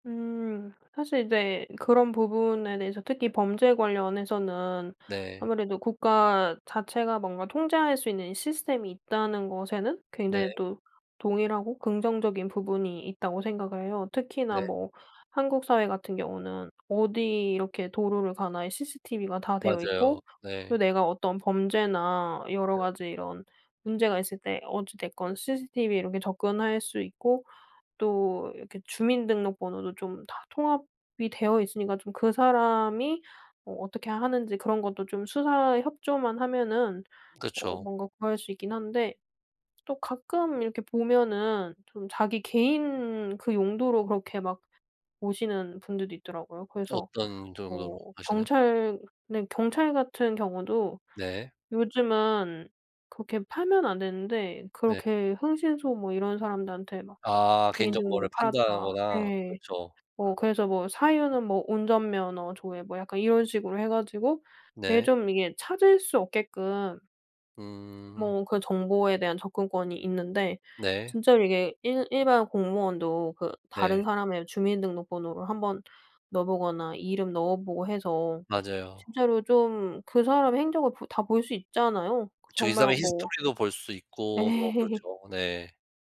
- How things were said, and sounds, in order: other background noise; tapping; laughing while speaking: "예"; laugh
- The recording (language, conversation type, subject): Korean, podcast, 내 데이터 소유권은 누구에게 있어야 할까?